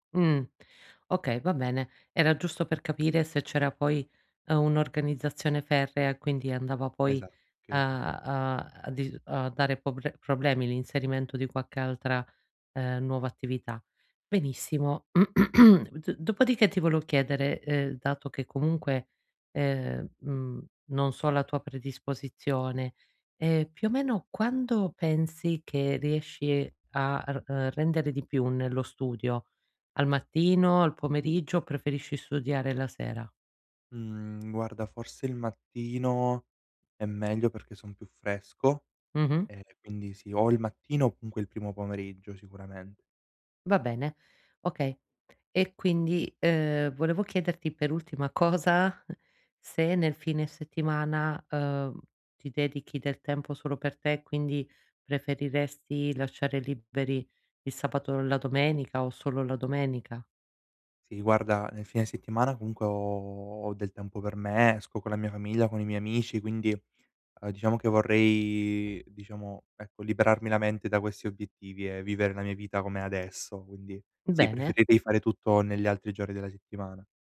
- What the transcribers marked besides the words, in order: "qualche" said as "quacche"; throat clearing; tapping; tsk; "comunque" said as "unque"; laughing while speaking: "cosa"; "liberi" said as "libberi"
- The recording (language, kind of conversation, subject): Italian, advice, Perché faccio fatica a iniziare un nuovo obiettivo personale?